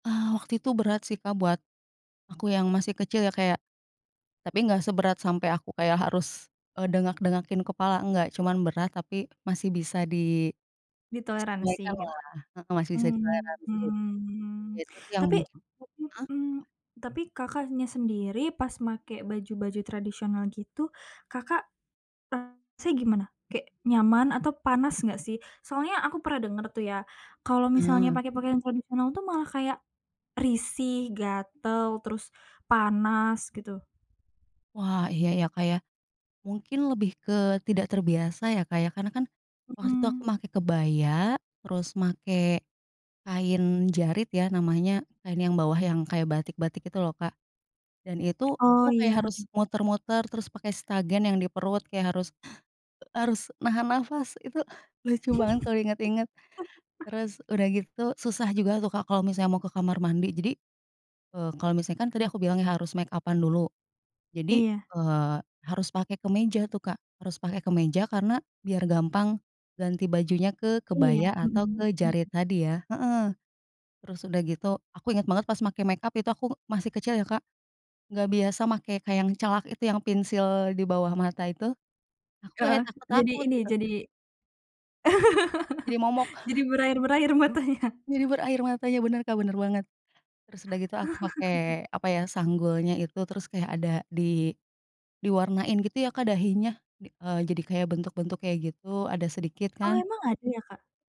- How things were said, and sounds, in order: other background noise; tapping; laugh; laugh; chuckle; laugh
- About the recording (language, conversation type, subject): Indonesian, podcast, Pernahkah kamu memakai pakaian tradisional, dan bagaimana pengalamanmu saat memakainya?